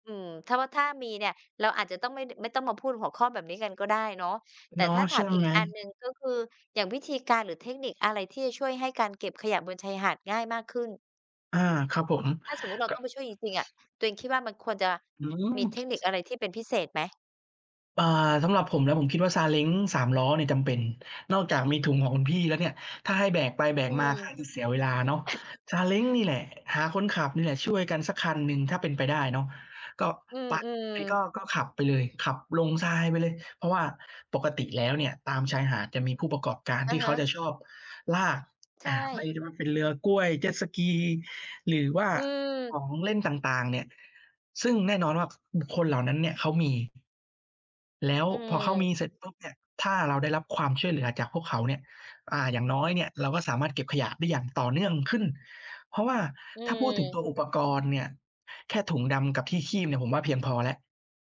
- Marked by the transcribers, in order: other background noise; tapping; sneeze
- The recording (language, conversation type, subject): Thai, unstructured, ถ้าได้ชวนกันไปช่วยทำความสะอาดชายหาด คุณจะเริ่มต้นอย่างไร?